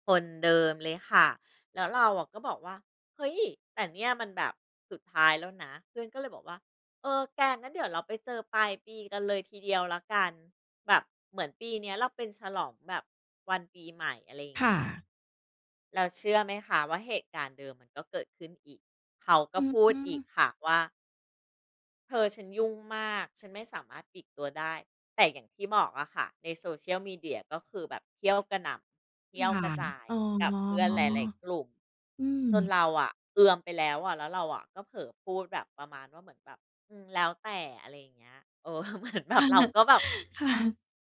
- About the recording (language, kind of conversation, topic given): Thai, advice, เพื่อนมักยกเลิกนัดบ่อยจนรำคาญ ควรคุยกับเพื่อนอย่างไรดี?
- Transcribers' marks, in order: laughing while speaking: "เหมือนแบบ"; laughing while speaking: "ค่ะ"